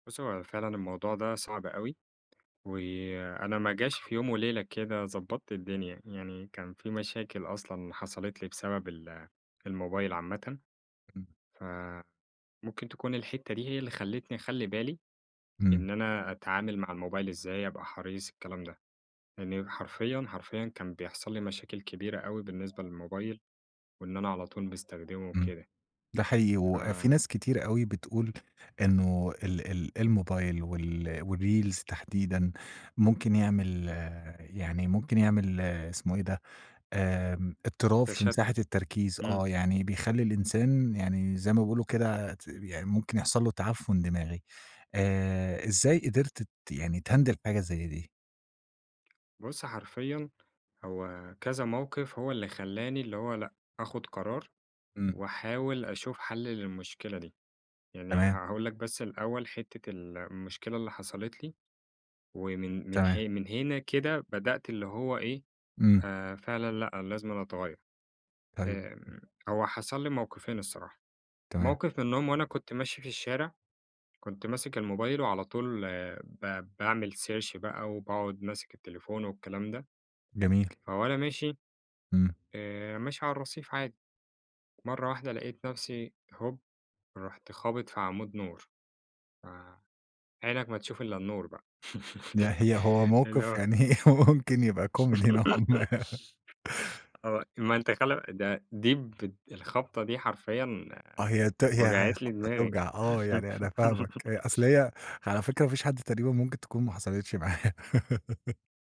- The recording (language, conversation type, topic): Arabic, podcast, إزاي بتتعامل مع تشتت الانتباه على الموبايل؟
- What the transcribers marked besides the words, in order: unintelligible speech; in English: "والreels"; in English: "تhandle"; in English: "search"; laughing while speaking: "هو ممكن يبقى كوميدي نوعًا ما"; chuckle; laugh; laugh; chuckle